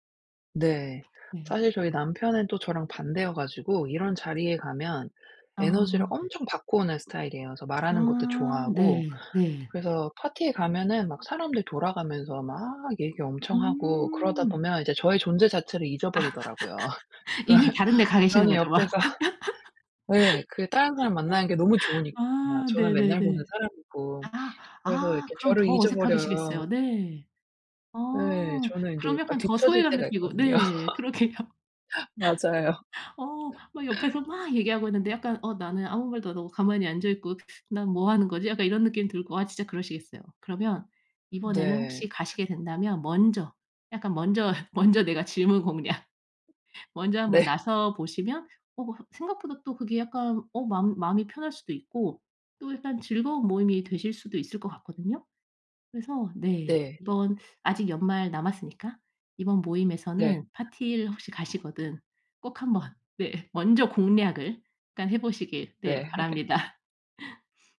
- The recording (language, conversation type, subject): Korean, advice, 파티에 가면 늘 어색하고 소외감을 느끼는데, 어떻게 대처하면 좋을까요?
- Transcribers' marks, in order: other background noise; laugh; laughing while speaking: "그러면 저는 옆에서"; laughing while speaking: "막"; laugh; "어색하시겠어요" said as "어색하그시겠어요"; laughing while speaking: "그러게요"; laugh; laugh; laughing while speaking: "먼저, 먼저 내가 질문 공략"; laughing while speaking: "네"; laugh